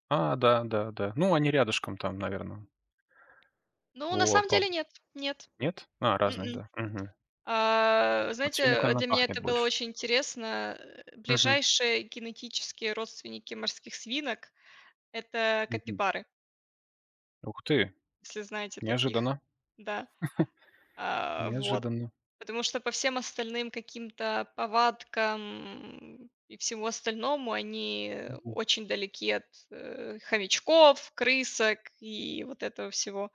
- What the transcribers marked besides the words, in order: tapping; chuckle
- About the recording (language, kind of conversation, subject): Russian, unstructured, Какие животные тебе кажутся самыми умными и почему?